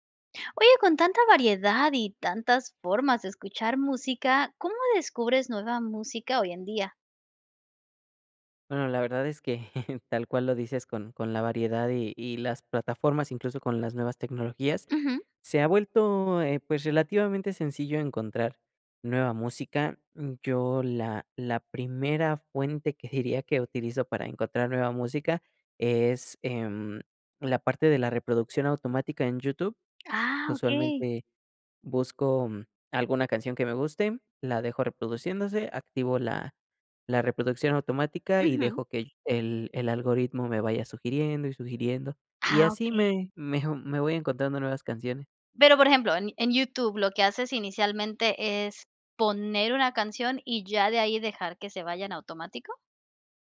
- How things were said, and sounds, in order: chuckle
- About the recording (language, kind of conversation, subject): Spanish, podcast, ¿Cómo descubres nueva música hoy en día?